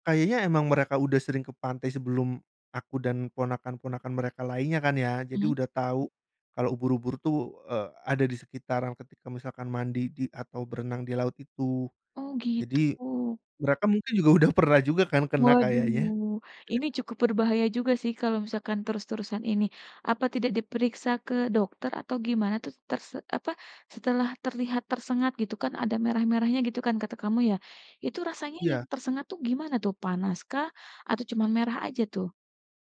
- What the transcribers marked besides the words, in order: laughing while speaking: "udah pernah"; other noise
- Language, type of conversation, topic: Indonesian, podcast, Kenangan masa kecil apa di alam yang masih membuat kamu tersenyum sampai sekarang?